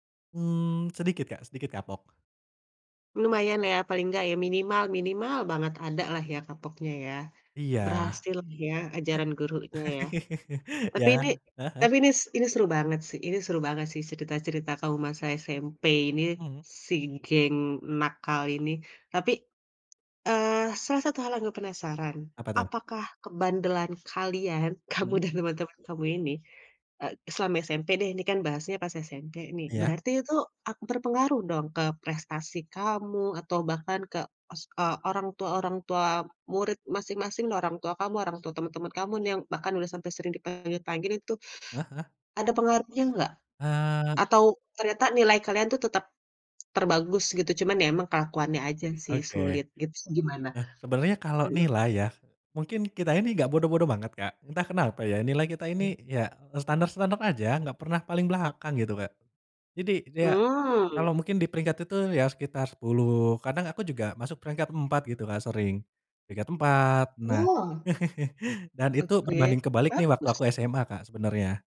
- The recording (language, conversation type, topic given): Indonesian, podcast, Apa pengalaman sekolah yang masih kamu ingat sampai sekarang?
- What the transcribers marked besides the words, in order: chuckle; other background noise; chuckle